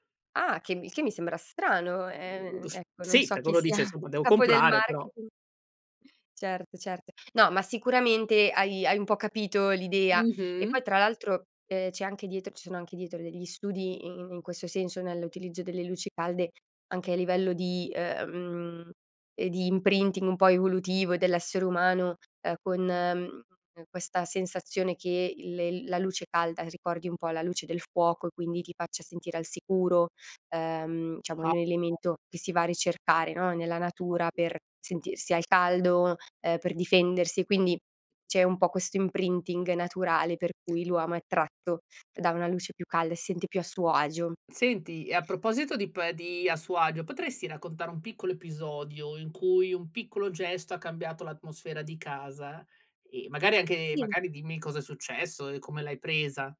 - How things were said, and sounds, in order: unintelligible speech; "Insomma" said as "nsomma"; chuckle; in English: "imprinting"; "diciamo" said as "ciamo"; "elemento" said as "ilemento"; tapping; unintelligible speech; unintelligible speech; other background noise; in English: "imprinting"; "uomo" said as "uamo"; "sente" said as "ente"
- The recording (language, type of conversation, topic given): Italian, podcast, Quali piccoli gesti rendono una casa più accogliente per te?